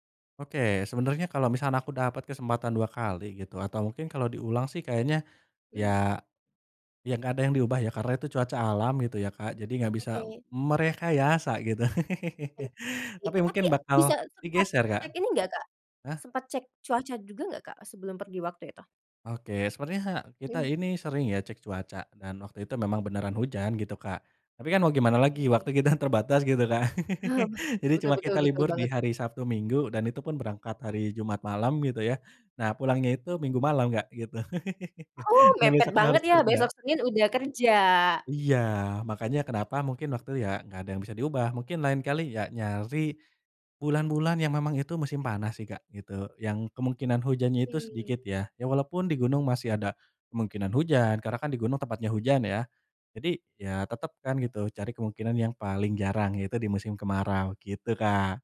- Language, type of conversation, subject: Indonesian, podcast, Apa pengalaman mendaki yang paling berkesan buat kamu?
- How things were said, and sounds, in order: other background noise; laugh; laughing while speaking: "kita"; chuckle; laugh